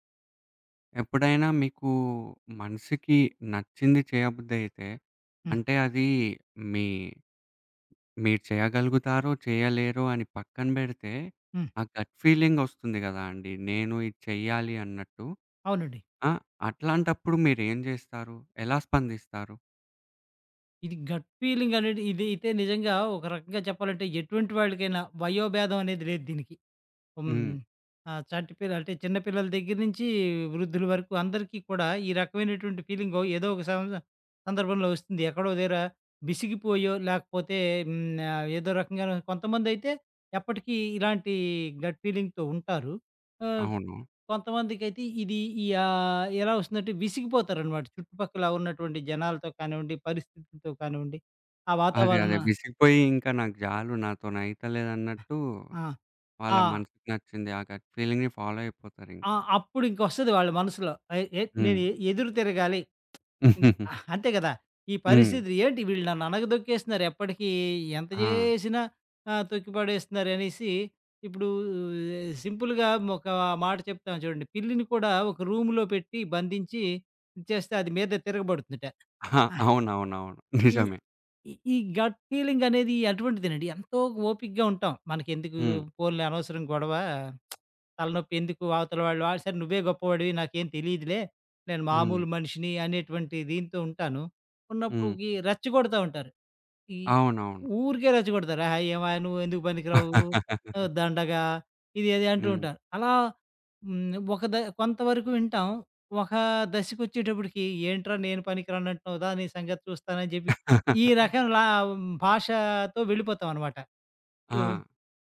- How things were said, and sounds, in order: in English: "గట్"; other background noise; in English: "గట్"; in English: "గట్ ఫీలింగ్‌తో"; in English: "గట్ ఫీలింగ్‌ని ఫాలో"; giggle; lip smack; in English: "సింపుల్‌గా"; in English: "రూమ్‌లో"; laughing while speaking: "ఆ! అవునవునవును. నిజమే"; tapping; in English: "గట్ ఫీలింగ్"; lip smack; laugh; chuckle; in English: "సో"
- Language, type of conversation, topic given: Telugu, podcast, గట్ ఫీలింగ్ వచ్చినప్పుడు మీరు ఎలా స్పందిస్తారు?